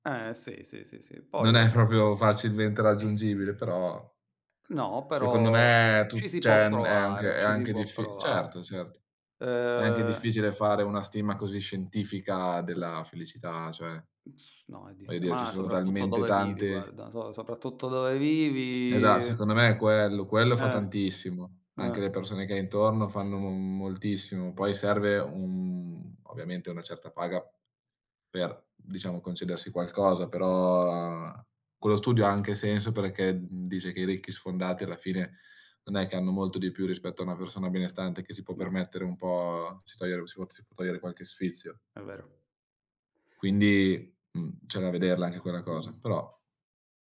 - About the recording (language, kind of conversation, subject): Italian, unstructured, Come immagini la tua vita tra dieci anni?
- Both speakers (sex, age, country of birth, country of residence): male, 20-24, Italy, Italy; male, 35-39, Italy, Italy
- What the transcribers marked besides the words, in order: laughing while speaking: "proprio"; other noise; other background noise; "cioè" said as "ceh"; drawn out: "Ehm"; drawn out: "vivi"; tapping; drawn out: "un"; drawn out: "Però"